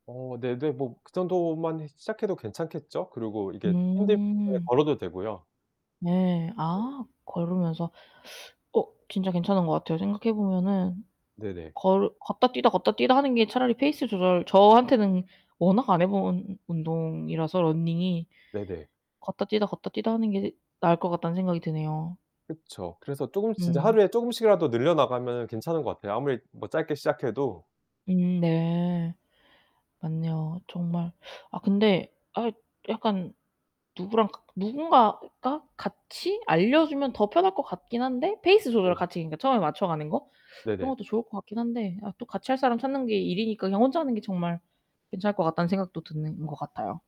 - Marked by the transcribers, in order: static; distorted speech
- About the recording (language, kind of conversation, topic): Korean, unstructured, 운동을 꾸준히 하려면 어떻게 해야 할까요?